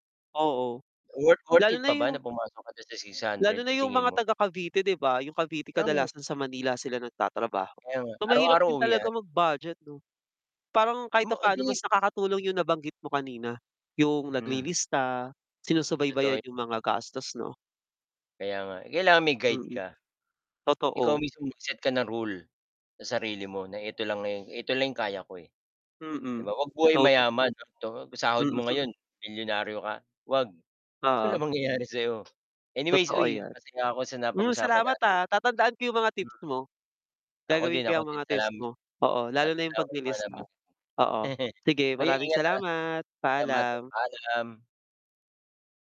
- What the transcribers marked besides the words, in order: distorted speech; unintelligible speech; tapping; mechanical hum; unintelligible speech; unintelligible speech; chuckle; unintelligible speech; chuckle
- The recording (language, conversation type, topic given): Filipino, unstructured, Ano ang mga simpleng paraan mo para makatipid araw-araw?